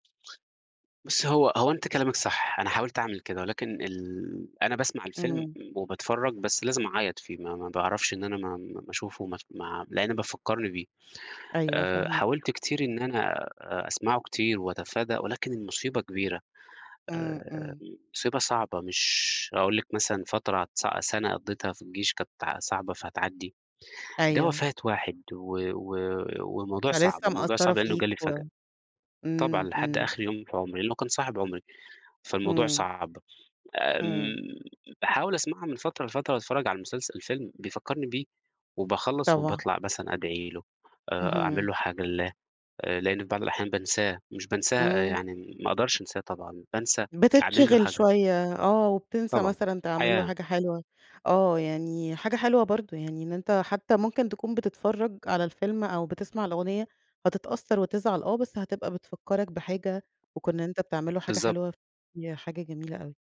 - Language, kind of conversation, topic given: Arabic, podcast, إيه أول أغنية أثّرت فيك، وسمعتها إمتى وفين لأول مرة؟
- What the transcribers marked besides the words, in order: none